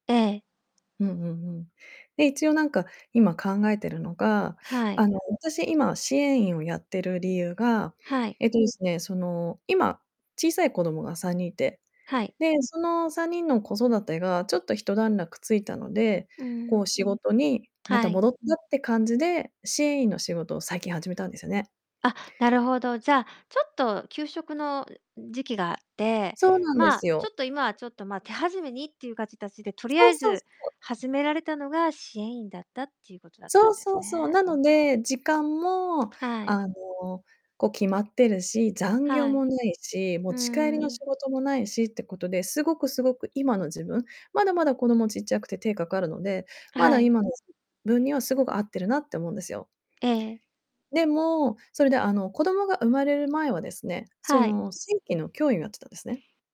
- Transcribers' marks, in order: other background noise; distorted speech
- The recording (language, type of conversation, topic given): Japanese, advice, 転職するべきか今の職場に残るべきか、今どんなことで悩んでいますか？